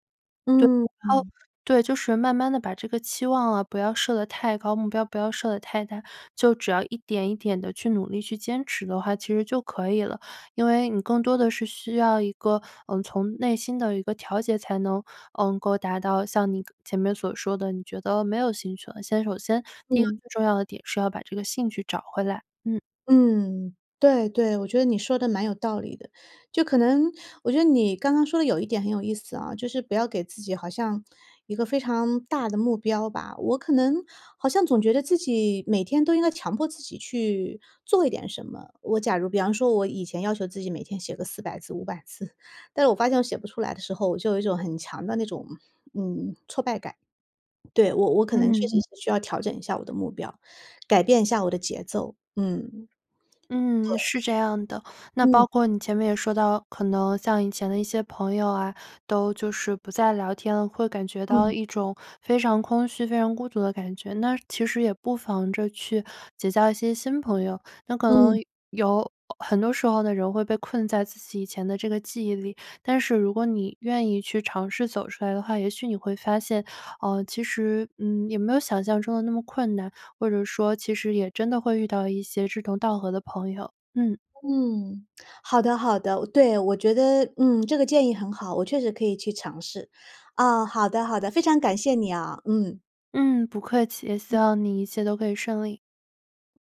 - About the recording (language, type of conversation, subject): Chinese, advice, 如何表达对长期目标失去动力与坚持困难的感受
- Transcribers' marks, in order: tongue click